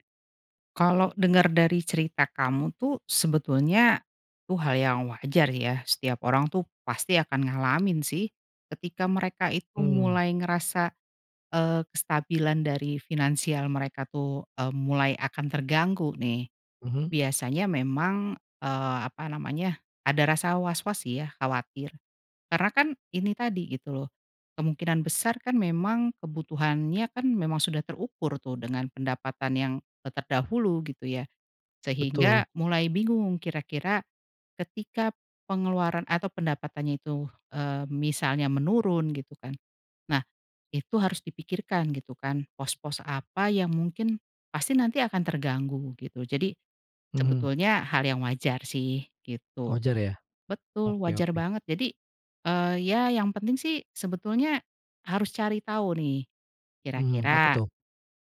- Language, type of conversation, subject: Indonesian, advice, Bagaimana cara menghadapi ketidakpastian keuangan setelah pengeluaran mendadak atau penghasilan menurun?
- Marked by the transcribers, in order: none